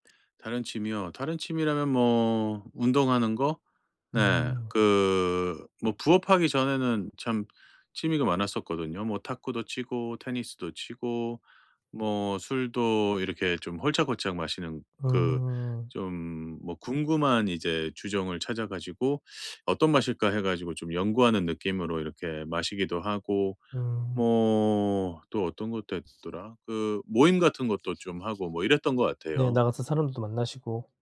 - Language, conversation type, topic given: Korean, advice, 디지털 기기 사용 습관을 개선하고 사용량을 최소화하려면 어떻게 해야 할까요?
- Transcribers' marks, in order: other background noise